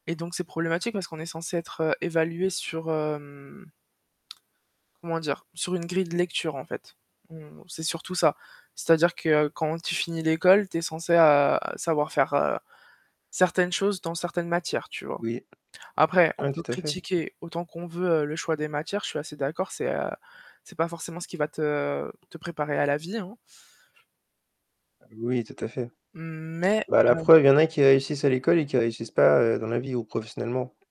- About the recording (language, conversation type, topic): French, unstructured, Que penses-tu des notes comme mesure du savoir ?
- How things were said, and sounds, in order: static; tsk; tapping; distorted speech